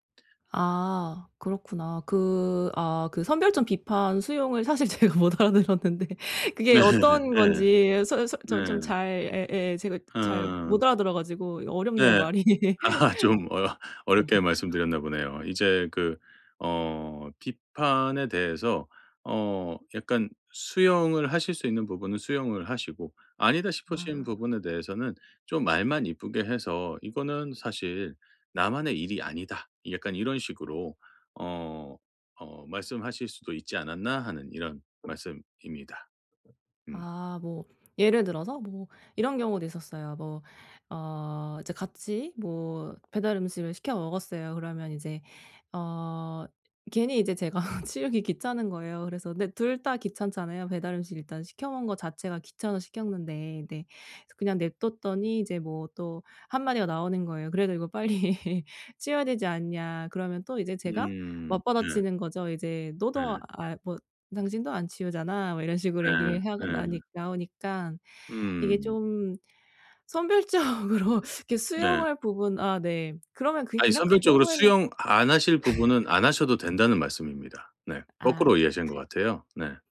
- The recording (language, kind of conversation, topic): Korean, advice, 다른 사람의 비판을 어떻게 하면 침착하게 받아들일 수 있을까요?
- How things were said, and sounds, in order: "선별적" said as "선별점"; laughing while speaking: "제가 못 알아 들었는데"; laugh; laughing while speaking: "아하"; laughing while speaking: "어"; laugh; tapping; laughing while speaking: "제가"; laughing while speaking: "빨리"; laughing while speaking: "선별적으로"; laugh